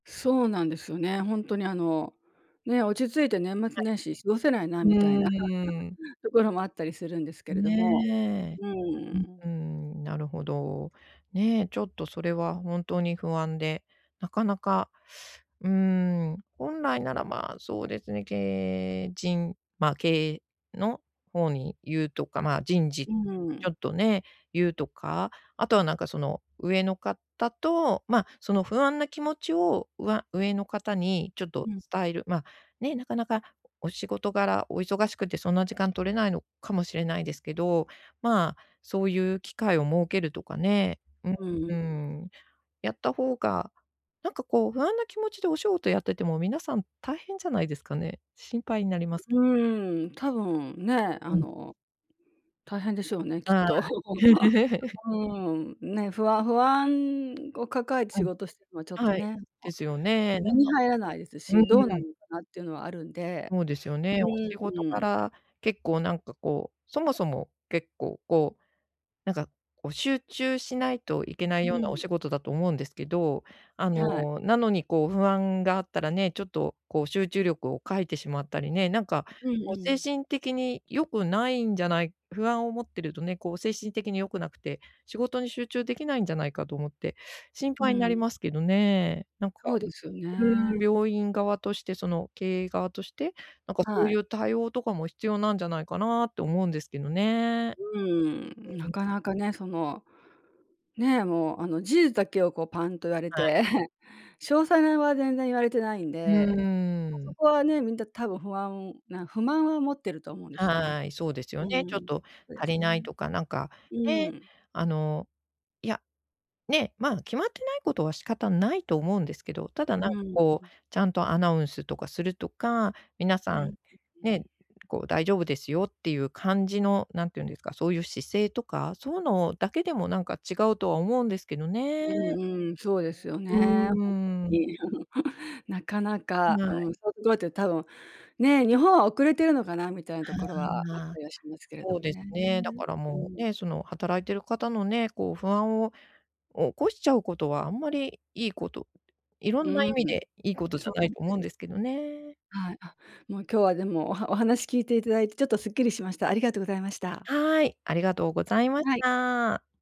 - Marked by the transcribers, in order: chuckle; other noise; laugh; chuckle; chuckle
- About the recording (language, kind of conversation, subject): Japanese, advice, 最近の変化への不安を、自分の力で乗り越えられるでしょうか？